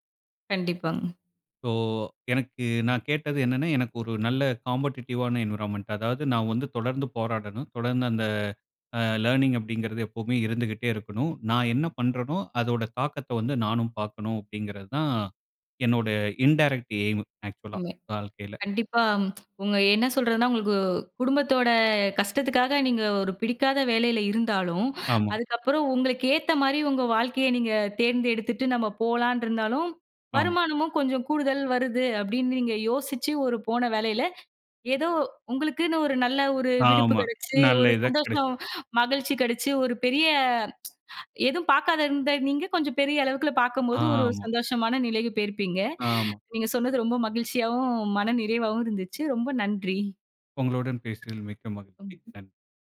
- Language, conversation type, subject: Tamil, podcast, ஒரு வேலை அல்லது படிப்பு தொடர்பான ஒரு முடிவு உங்கள் வாழ்க்கையை எவ்வாறு மாற்றியது?
- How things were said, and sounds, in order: in English: "காம்பட்டிட்டிவ்வான என்வைரன்மென்ட்"; in English: "லர்னிங்"; in English: "இன்டேரக்ட் ஏய்ம், ஆக்சுவல்லா"; tsk; tsk; drawn out: "ஆமா"; other background noise; unintelligible speech